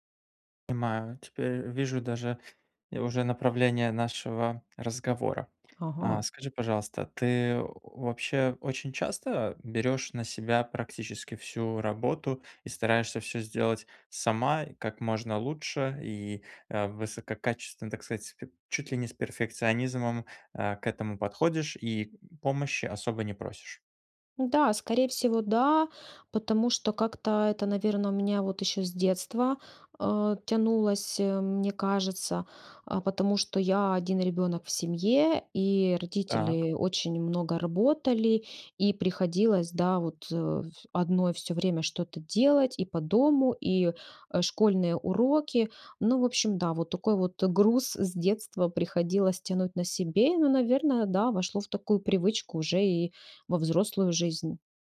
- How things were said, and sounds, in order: "Понимаю" said as "пимаю"; teeth sucking; tapping; inhale; inhale; inhale; inhale; inhale; inhale; inhale; inhale
- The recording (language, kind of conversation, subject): Russian, advice, Как научиться принимать ошибки как часть прогресса и продолжать двигаться вперёд?